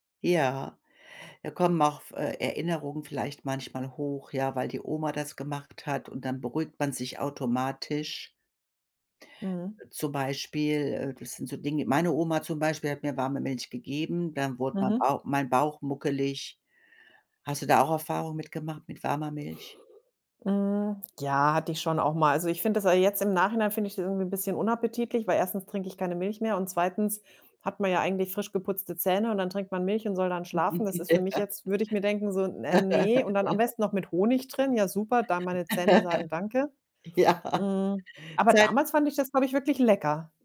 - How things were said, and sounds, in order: laugh; laugh; laugh; laughing while speaking: "Ja"
- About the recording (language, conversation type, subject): German, podcast, Was hilft dir wirklich beim Einschlafen?